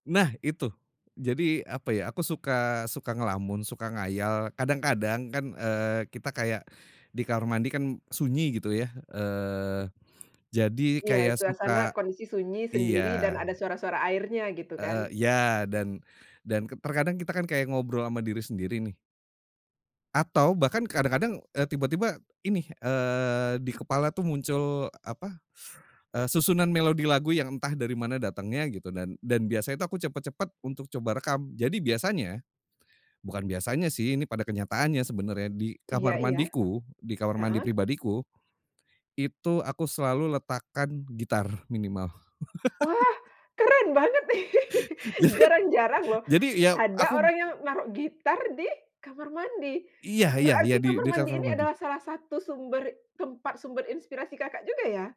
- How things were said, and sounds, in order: teeth sucking; surprised: "Wah, keren banget"; laugh; chuckle; laughing while speaking: "Jadi"
- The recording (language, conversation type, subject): Indonesian, podcast, Bagaimana kamu menangkap inspirasi dari pengalaman sehari-hari?